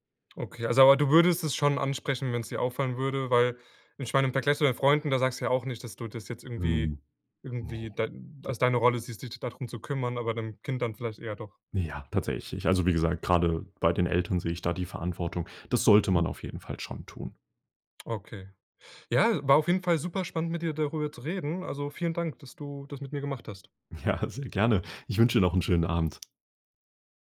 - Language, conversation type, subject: German, podcast, Wie gehst du mit ständigen Benachrichtigungen um?
- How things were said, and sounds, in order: laughing while speaking: "Ja"